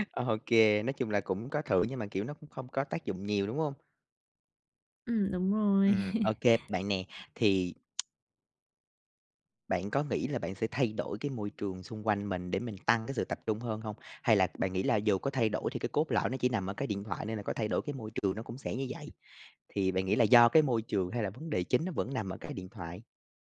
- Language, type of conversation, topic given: Vietnamese, advice, Làm thế nào để duy trì sự tập trung lâu hơn khi học hoặc làm việc?
- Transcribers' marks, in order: chuckle; tsk; other background noise